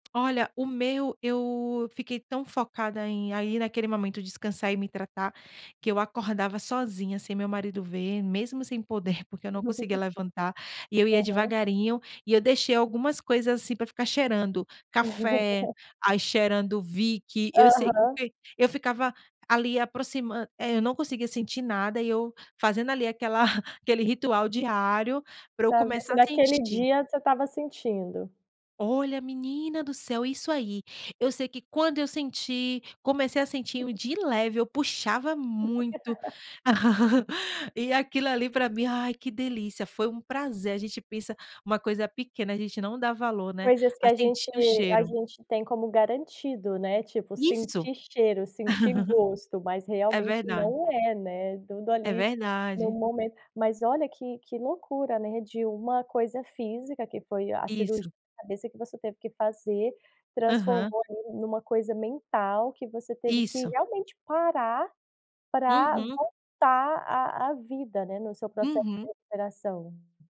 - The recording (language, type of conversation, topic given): Portuguese, podcast, Como você equilibra atividade e descanso durante a recuperação?
- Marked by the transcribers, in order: tapping; laugh; laugh; unintelligible speech; chuckle; laugh; laugh